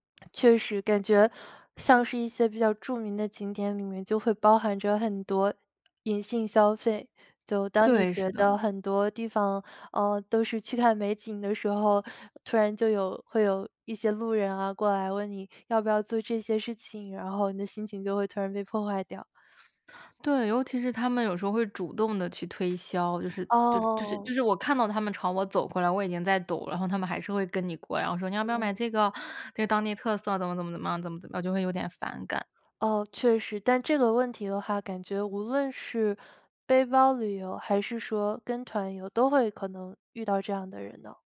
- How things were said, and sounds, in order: put-on voice: "你要不要买这个，这个当 … 样，怎么 怎么样"
- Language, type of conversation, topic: Chinese, podcast, 你更倾向于背包游还是跟团游，为什么？